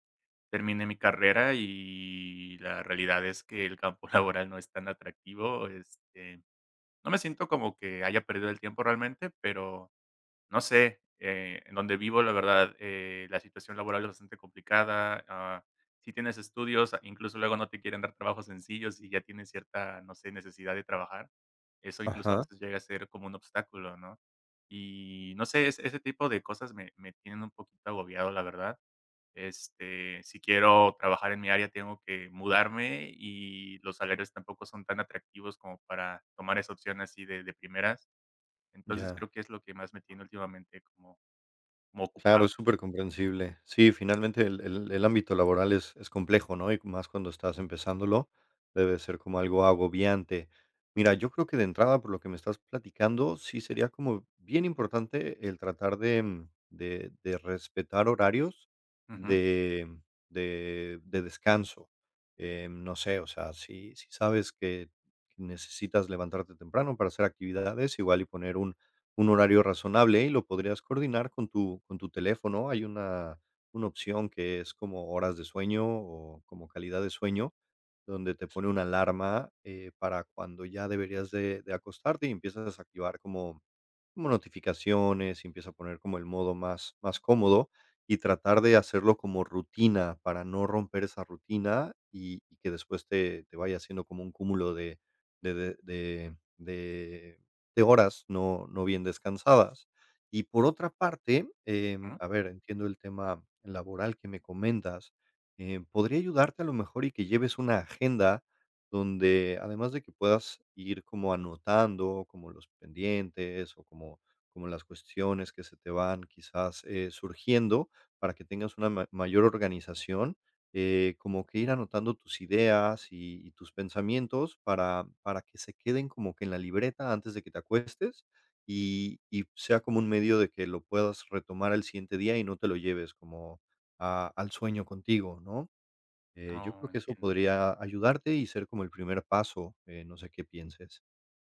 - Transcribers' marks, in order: laughing while speaking: "laboral"; other background noise; tapping
- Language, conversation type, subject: Spanish, advice, ¿Cómo describirías tu insomnio ocasional por estrés o por pensamientos que no paran?